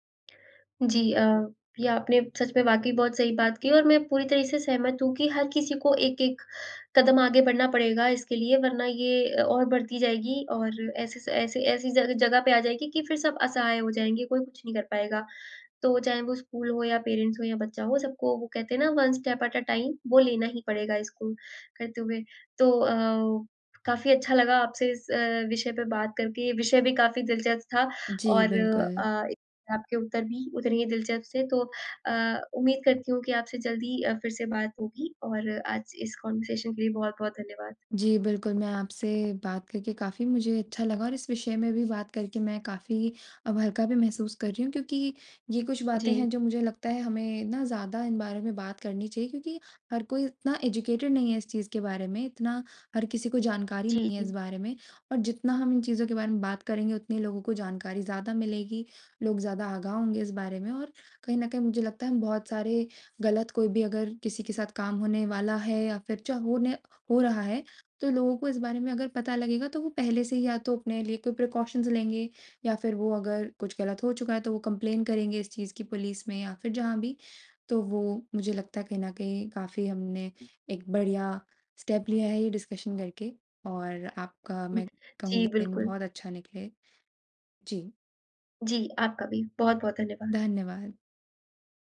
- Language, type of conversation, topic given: Hindi, podcast, आज के बच्चे तकनीक के ज़रिए रिश्तों को कैसे देखते हैं, और आपका क्या अनुभव है?
- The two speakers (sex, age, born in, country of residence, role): female, 20-24, India, India, guest; female, 20-24, India, India, host
- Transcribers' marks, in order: in English: "पेरेंट्स"; in English: "वन स्टेप एट अ टाइम"; in English: "कॉन्वर्सेशन"; tapping; other background noise; in English: "एजुकेटेड"; in English: "प्रिकॉशन्स"; in English: "कंप्लेन"; in English: "स्टेप"; in English: "डिस्कशन"